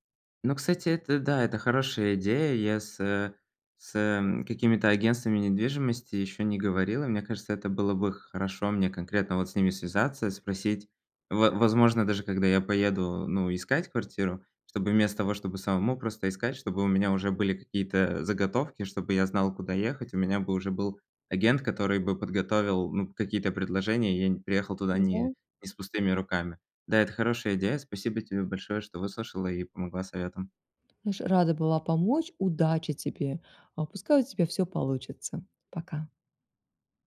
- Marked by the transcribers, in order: tapping
- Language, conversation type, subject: Russian, advice, Как мне справиться со страхом и неопределённостью во время перемен?
- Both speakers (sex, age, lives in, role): female, 40-44, United States, advisor; male, 30-34, Poland, user